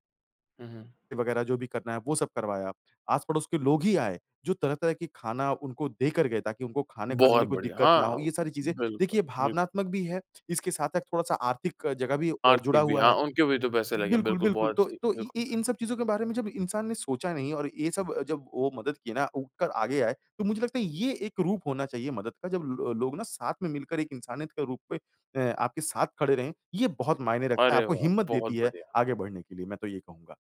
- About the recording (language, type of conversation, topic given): Hindi, podcast, किसी संकट में आपके आसपास वालों ने कैसे साथ दिया?
- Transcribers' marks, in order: none